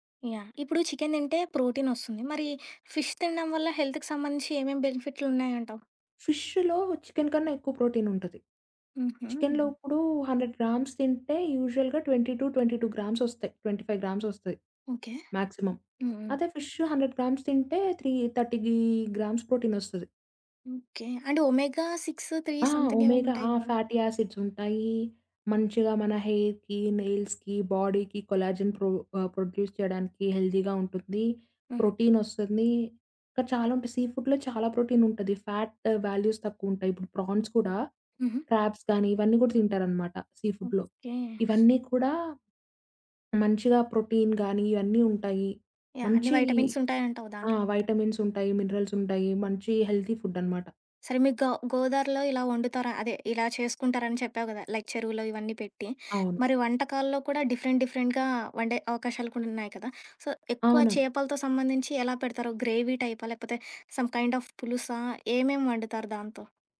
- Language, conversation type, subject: Telugu, podcast, మత్స్య ఉత్పత్తులను సుస్థిరంగా ఎంపిక చేయడానికి ఏమైనా సూచనలు ఉన్నాయా?
- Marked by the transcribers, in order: in English: "ఫిష్"; in English: "హెల్త్‌కి"; in English: "ప్రోటీన్"; in English: "హండ్రెడ్ గ్రామ్స్"; in English: "యూజువల్‌గా ట్వెంటీ టు ట్వెంటీ టూ"; in English: "ట్వెంటీ ఫైవ్"; in English: "మాక్సిమం"; in English: "హండ్రెడ్ గ్రామ్స్"; in English: "త్రీ థర్టీగీ గ్రామ్స్"; in English: "సిక్స్ త్రీ"; in English: "ఒమేగా"; in English: "ఫాటీ యాసిడ్స్"; in English: "హెయిర్‌కి, నెయిల్స్‌కి బాడీకి కొలాజన్"; in English: "ప్రొడ్యూస్"; in English: "హెల్తీగా"; in English: "సీ ఫుడ్‌లో"; in English: "ఫ్యాట్ వాల్యూస్"; in English: "ప్రాన్స్"; in English: "క్రాబ్స్"; tapping; other background noise; in English: "సీ ఫుడ్‌లో"; in English: "ప్రోటీన్"; in English: "హెల్తీ"; in English: "లైక్"; in English: "డిఫరెంట్ డిఫరెంట్‌గా"; in English: "సో"; in English: "గ్రేవీ"; in English: "సమ్ కైండ్ ఆఫ్"